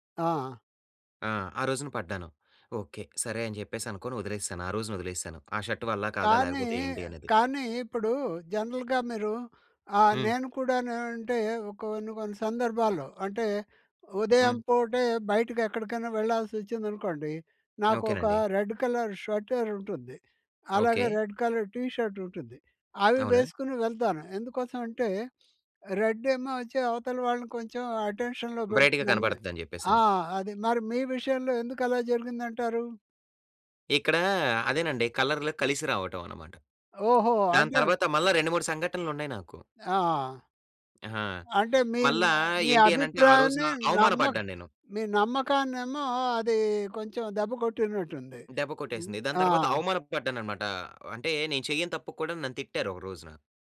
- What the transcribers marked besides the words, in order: in English: "షర్ట్"; in English: "జనరల్‌గా"; tapping; in English: "రెడ్ కలర్ స్వెటర్"; in English: "రెడ్ కలర్ టీ షర్ట్"; in English: "రెడ్"; in English: "అటెన్షన్‌లో"; in English: "బ్రైట్‌గా"
- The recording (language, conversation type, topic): Telugu, podcast, రంగులు మీ వ్యక్తిత్వాన్ని ఎలా వెల్లడిస్తాయనుకుంటారు?